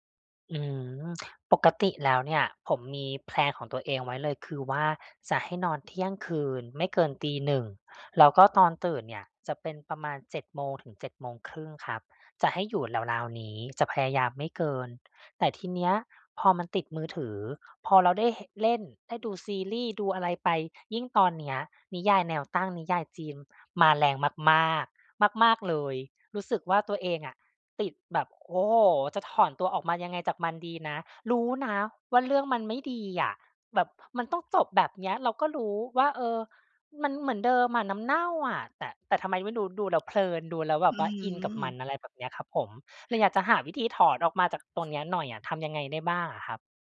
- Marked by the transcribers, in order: none
- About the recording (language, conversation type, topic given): Thai, advice, อยากตั้งกิจวัตรก่อนนอนแต่จบลงด้วยจ้องหน้าจอ